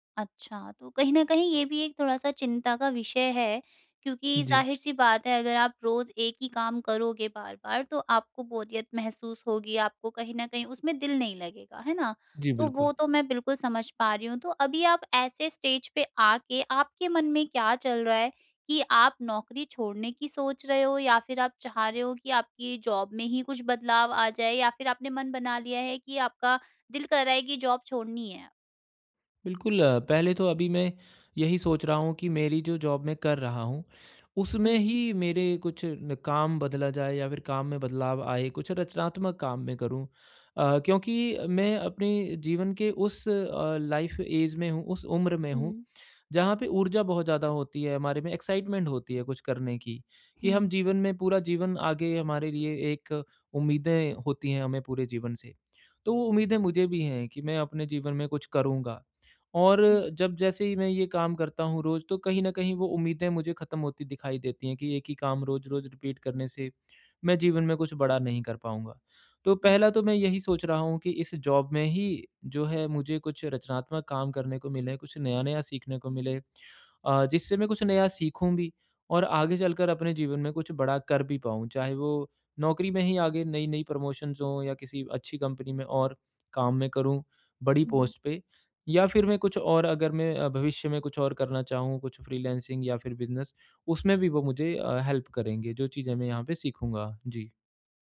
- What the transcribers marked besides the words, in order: in English: "बोरियत"; in English: "स्टेज"; in English: "ज़ॉब"; in English: "ज़ॉब"; in English: "ज़ॉब"; in English: "लाइफ़ ऐज"; in English: "एक्साइटमेंट"; in English: "रिपीट"; in English: "ज़ॉब"; in English: "प्रमोशन्स"; in English: "पोस्ट"; in English: "बिज़नेस"; in English: "हेल्प"
- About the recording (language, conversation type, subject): Hindi, advice, क्या मुझे इस नौकरी में खुश और संतुष्ट होना चाहिए?